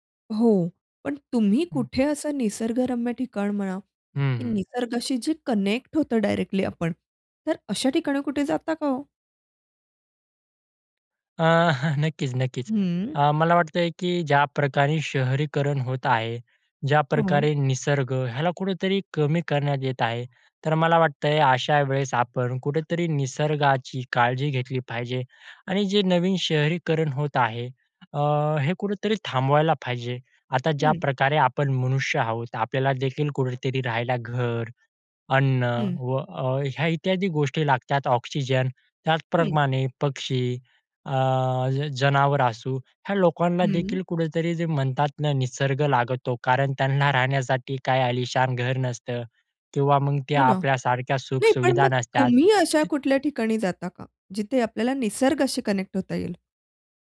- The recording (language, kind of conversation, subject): Marathi, podcast, शहरात राहून निसर्गाशी जोडलेले कसे राहता येईल याबद्दल तुमचे मत काय आहे?
- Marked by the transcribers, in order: in English: "कनेक्ट"; chuckle; other background noise; tapping; in English: "कनेक्ट"